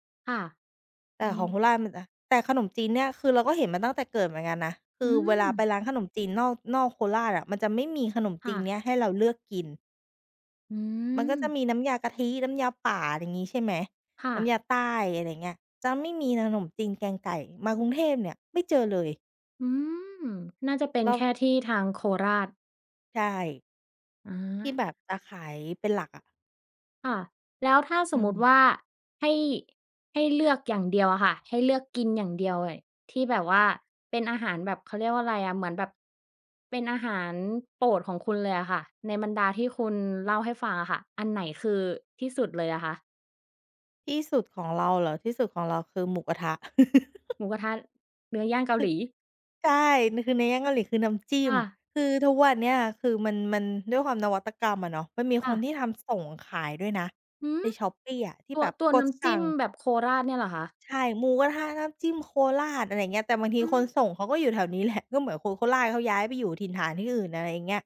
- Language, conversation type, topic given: Thai, podcast, อาหารบ้านเกิดที่คุณคิดถึงที่สุดคืออะไร?
- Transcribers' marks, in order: tapping; chuckle; other background noise